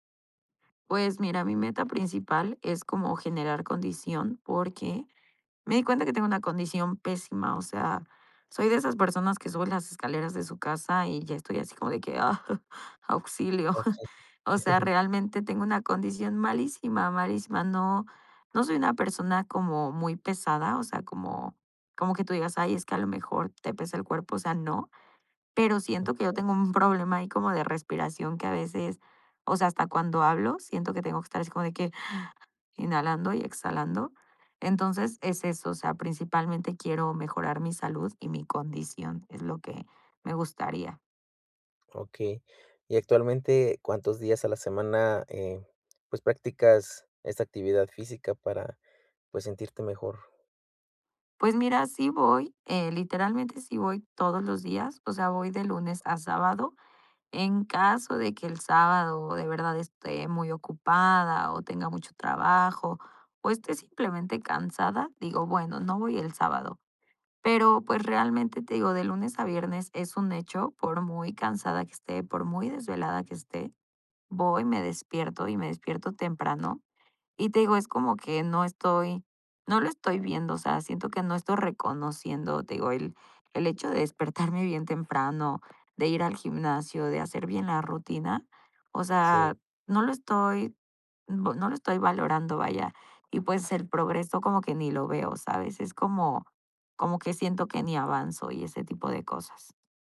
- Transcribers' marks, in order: other noise; laughing while speaking: "auxilio"; chuckle; gasp; other background noise; laughing while speaking: "despertarme"
- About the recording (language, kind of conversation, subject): Spanish, advice, ¿Cómo puedo reconocer y valorar mi progreso cada día?